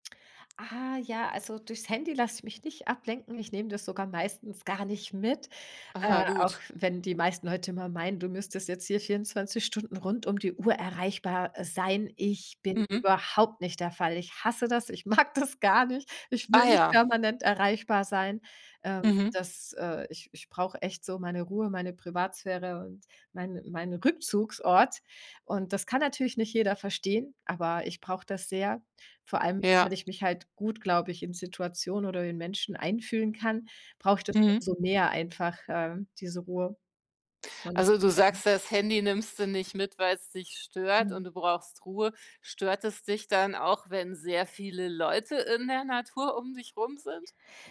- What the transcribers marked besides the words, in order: laughing while speaking: "mag das gar nicht!"
- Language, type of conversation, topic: German, podcast, Woran merkst du, dass du in der Natur wirklich auftankst?